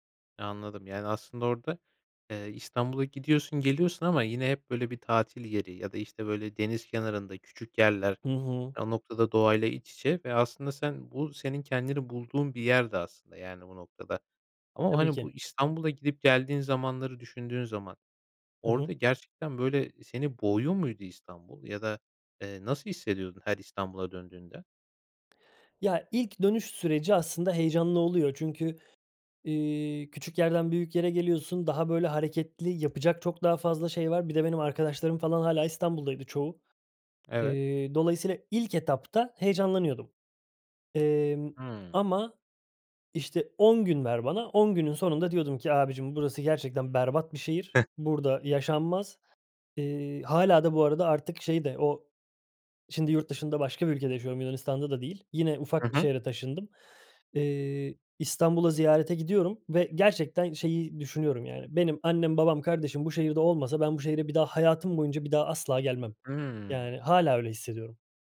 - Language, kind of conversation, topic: Turkish, podcast, Bir seyahat, hayatınızdaki bir kararı değiştirmenize neden oldu mu?
- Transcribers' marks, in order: other background noise; chuckle